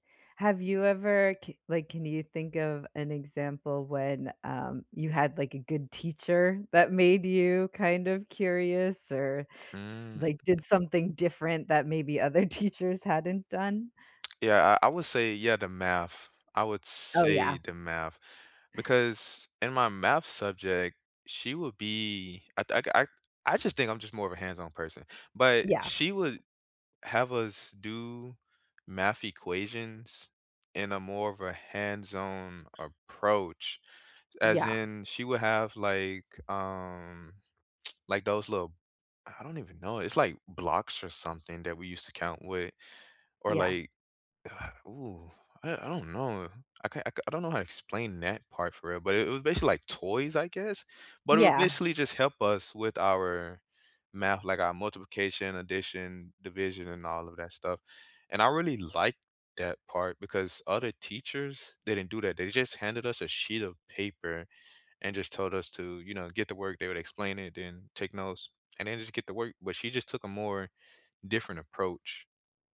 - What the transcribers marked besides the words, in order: other background noise; laughing while speaking: "teachers"; tapping; tsk; sigh
- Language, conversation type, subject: English, unstructured, How important is curiosity in education?
- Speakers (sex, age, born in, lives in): female, 45-49, United States, United States; male, 25-29, United States, United States